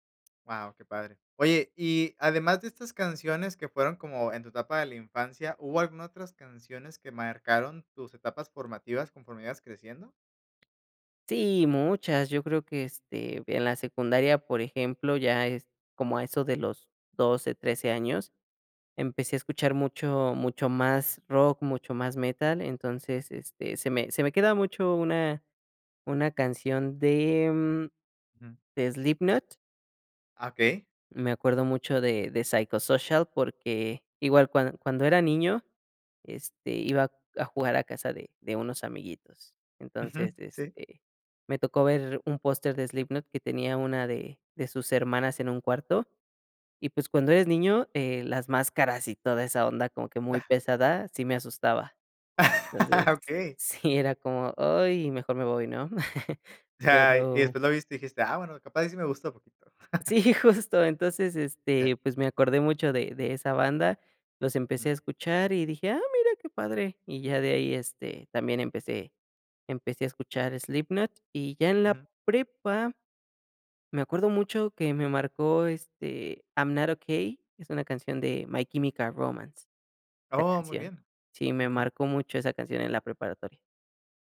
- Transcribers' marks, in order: laugh; chuckle; laughing while speaking: "Sí"; chuckle
- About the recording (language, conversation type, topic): Spanish, podcast, ¿Qué canción te transporta a la infancia?